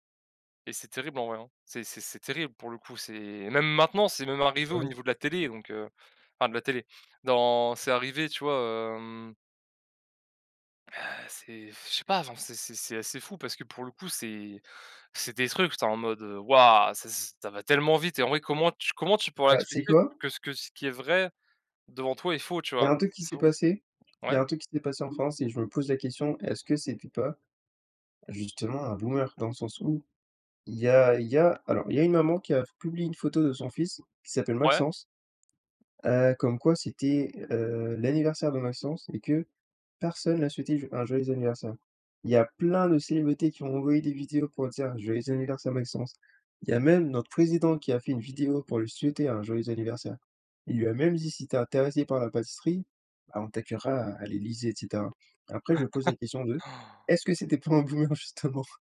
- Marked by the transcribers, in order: stressed: "waouh"; laugh
- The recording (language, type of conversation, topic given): French, unstructured, Comment la technologie peut-elle aider à combattre les fausses informations ?